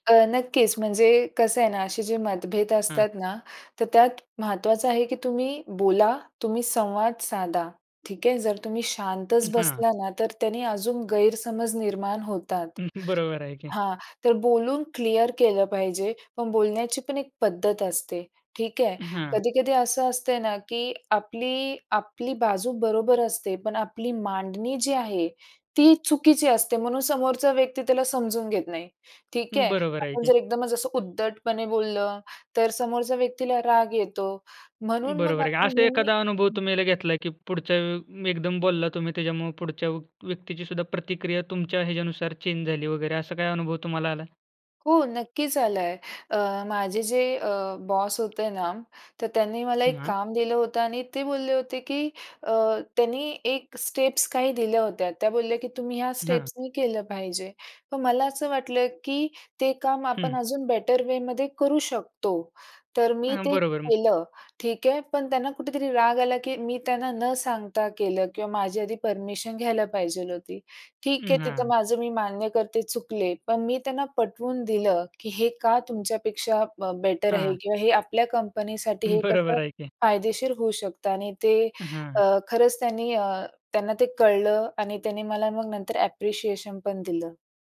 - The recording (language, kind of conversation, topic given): Marathi, podcast, एकत्र काम करताना मतभेद आल्यास तुम्ही काय करता?
- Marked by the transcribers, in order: other background noise; in English: "चेंज"; tapping; in English: "स्टेप्स"; in English: "स्टेप्स"; in English: "बेटर वेमध्ये"; in English: "बेटर"; in English: "ॲप्रिशिएशन"